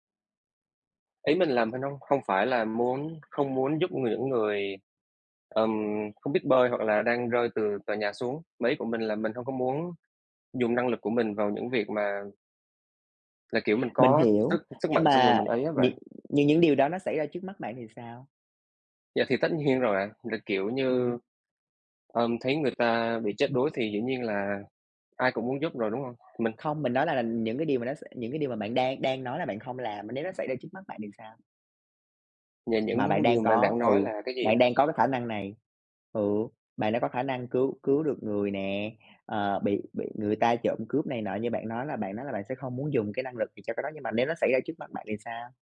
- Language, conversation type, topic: Vietnamese, unstructured, Bạn muốn có khả năng bay như chim hay bơi như cá?
- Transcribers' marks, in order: other background noise; laughing while speaking: "nhiên"